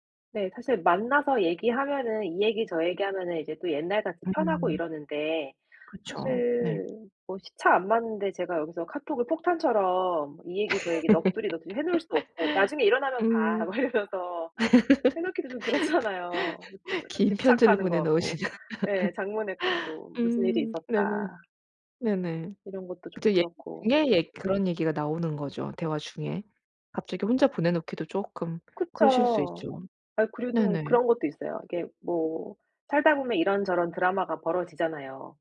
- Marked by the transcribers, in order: other background noise; laugh; laughing while speaking: "긴 편지를 보내 놓으시죠"; laughing while speaking: "막 이러면서"; laugh; laughing while speaking: "그렇잖아요"; unintelligible speech; tapping
- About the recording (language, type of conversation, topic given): Korean, advice, 어떻게 하면 친구들과의 약속에서 소외감을 덜 느낄까